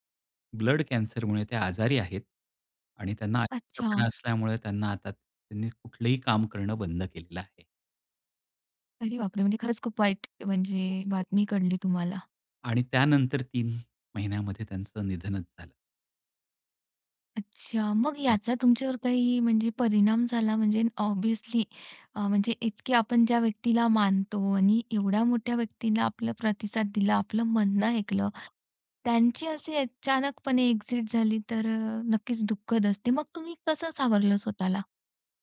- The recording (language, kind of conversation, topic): Marathi, podcast, आपण मार्गदर्शकाशी नातं कसं निर्माण करता आणि त्याचा आपल्याला कसा फायदा होतो?
- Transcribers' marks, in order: other background noise; sad: "तीन महिन्यामध्ये त्यांचं निधनच झालं"; in English: "ऑब्व्हियसली"; in English: "एक्सिट"